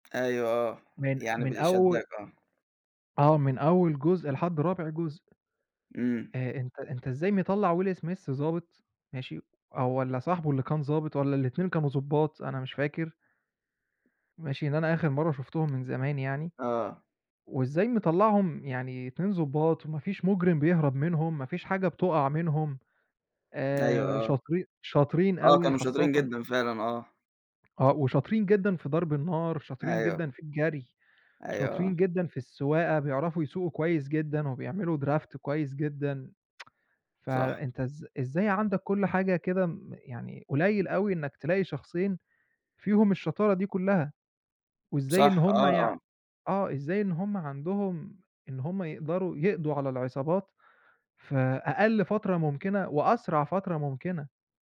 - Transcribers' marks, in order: tapping; in English: "draft"; tsk
- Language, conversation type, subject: Arabic, podcast, إيه هو الفيلم اللي غيّر نظرتك للسينما؟